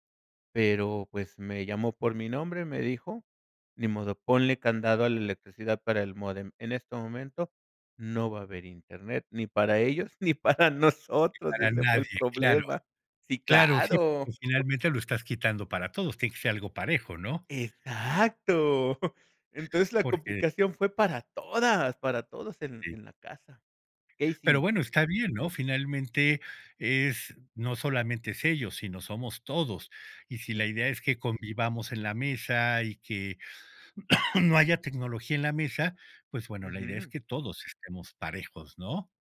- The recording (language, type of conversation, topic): Spanish, podcast, ¿Qué reglas pones para usar la tecnología en la mesa?
- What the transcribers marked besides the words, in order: laughing while speaking: "ni para nosotros, ese fue el problema"; chuckle; chuckle; other noise